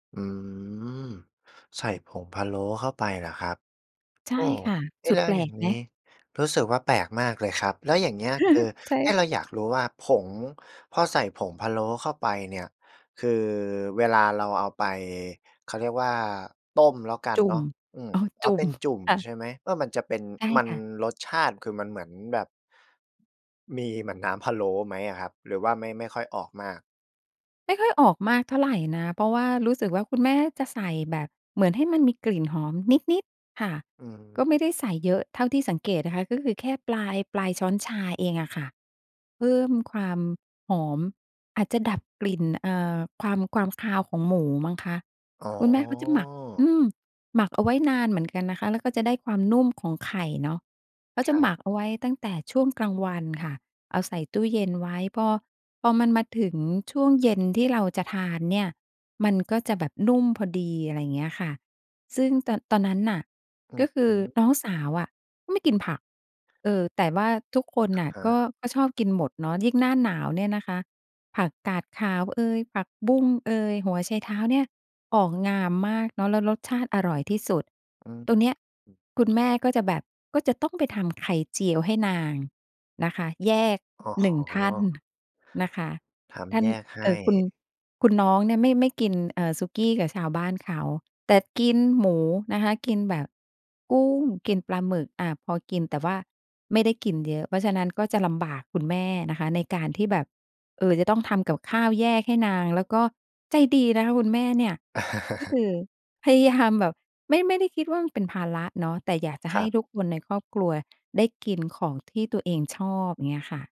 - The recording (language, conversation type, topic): Thai, podcast, คุณมีความทรงจำเกี่ยวกับมื้ออาหารของครอบครัวที่ประทับใจบ้างไหม?
- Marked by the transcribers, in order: chuckle; laughing while speaking: "อ๋อ จุ่ม"; chuckle